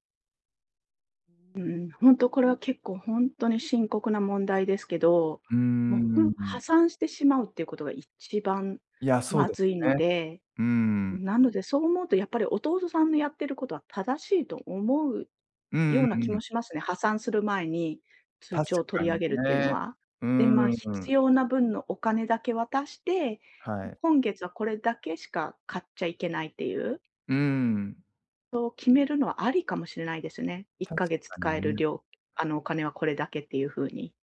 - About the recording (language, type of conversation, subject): Japanese, advice, 依存症や健康問題のあるご家族への対応をめぐって意見が割れている場合、今どのようなことが起きていますか？
- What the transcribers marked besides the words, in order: other background noise; other noise